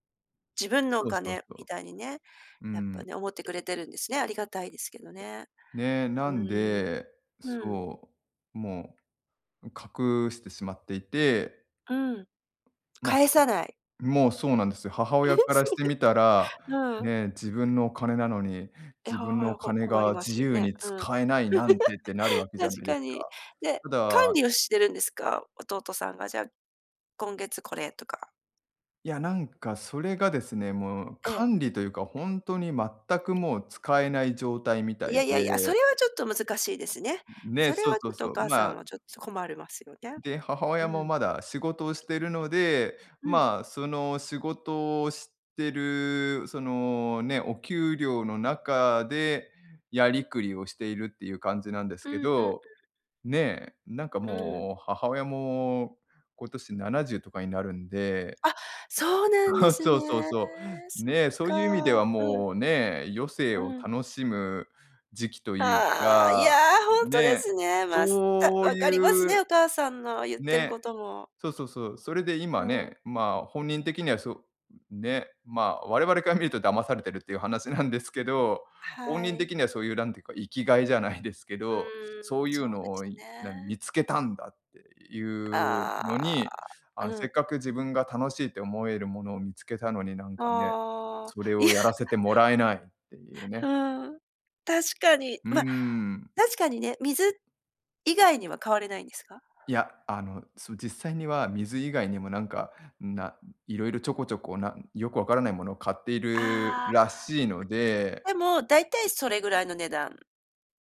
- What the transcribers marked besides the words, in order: unintelligible speech; laughing while speaking: "え、それって"; laugh; laughing while speaking: "いや"; tongue click
- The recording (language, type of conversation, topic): Japanese, advice, 家族の価値観と自分の考えが対立しているとき、大きな決断をどうすればよいですか？